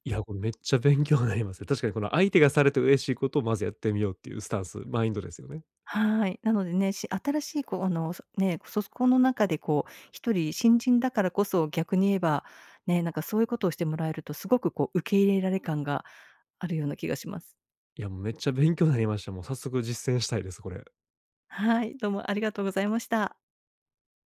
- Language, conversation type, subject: Japanese, advice, 集まりでいつも孤立してしまうのですが、どうすれば自然に交流できますか？
- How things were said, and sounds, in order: none